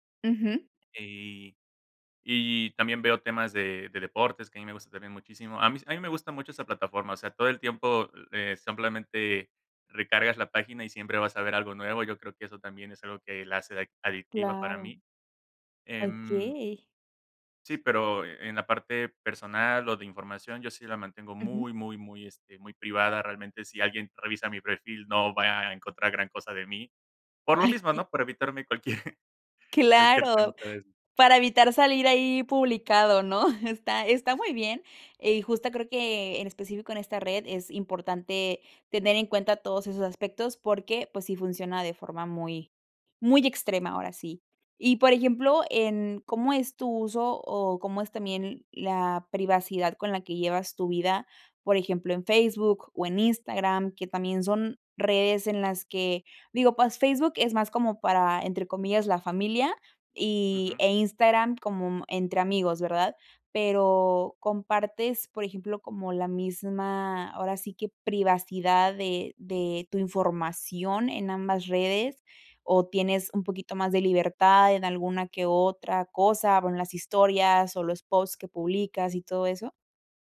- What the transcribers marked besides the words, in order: "simplemente" said as "samplemente"; laughing while speaking: "Ay, qué"; laughing while speaking: "cualquier"; chuckle; other background noise
- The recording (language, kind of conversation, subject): Spanish, podcast, ¿Qué límites pones entre tu vida en línea y la presencial?